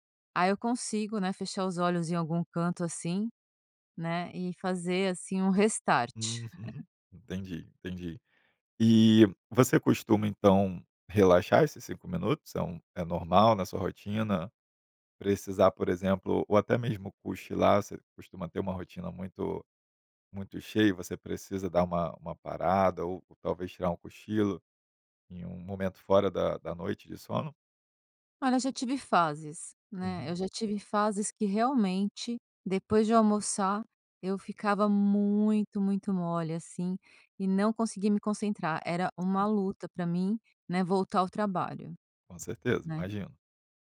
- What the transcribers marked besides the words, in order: in English: "restart"; laugh; other background noise
- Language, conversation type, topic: Portuguese, podcast, Qual estratégia simples você recomenda para relaxar em cinco minutos?